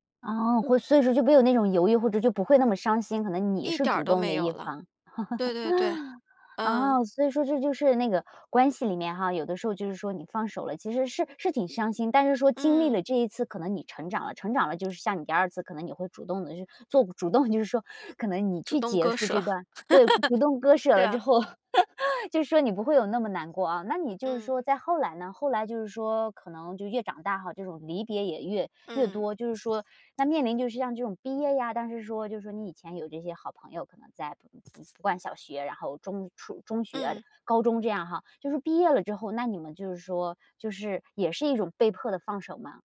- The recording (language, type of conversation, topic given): Chinese, podcast, 你能谈谈一次你学会放手的经历吗？
- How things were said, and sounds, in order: laugh; other background noise; laughing while speaking: "主动就是说"; laugh; laugh; other noise; unintelligible speech